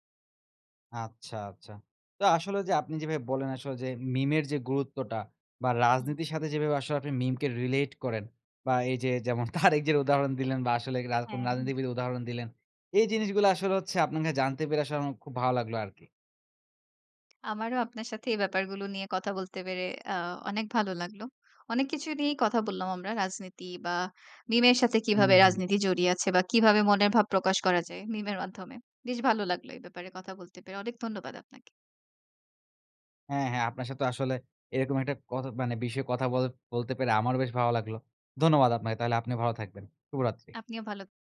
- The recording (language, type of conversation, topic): Bengali, podcast, মিমগুলো কীভাবে রাজনীতি ও মানুষের মানসিকতা বদলে দেয় বলে তুমি মনে করো?
- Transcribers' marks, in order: scoff; tapping